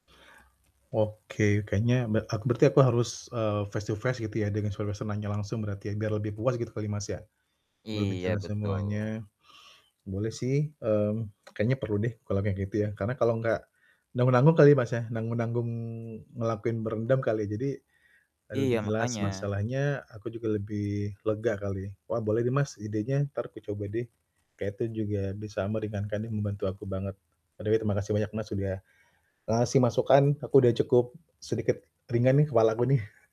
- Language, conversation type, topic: Indonesian, advice, Kapan dan mengapa saya merasa tidak pantas di tempat kerja?
- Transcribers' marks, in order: static; in English: "face-to-face"; "suasananya" said as "serwesenanya"; other background noise; "Oke deh" said as "odekeh"